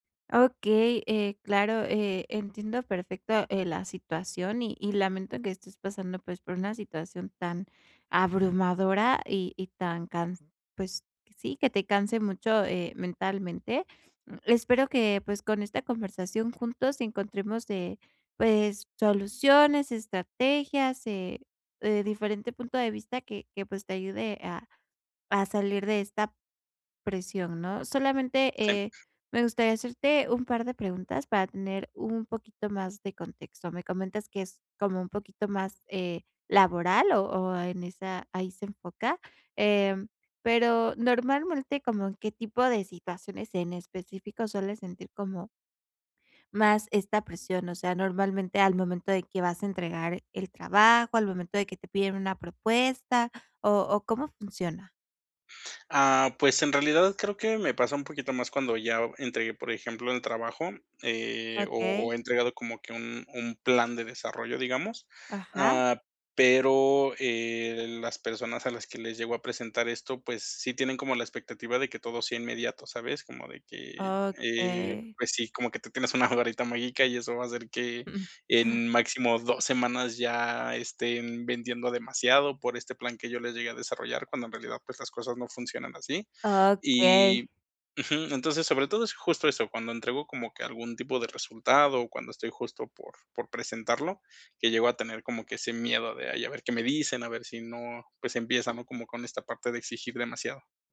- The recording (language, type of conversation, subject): Spanish, advice, ¿Cómo puedo manejar la presión de tener que ser perfecto todo el tiempo?
- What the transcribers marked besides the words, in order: unintelligible speech; chuckle; chuckle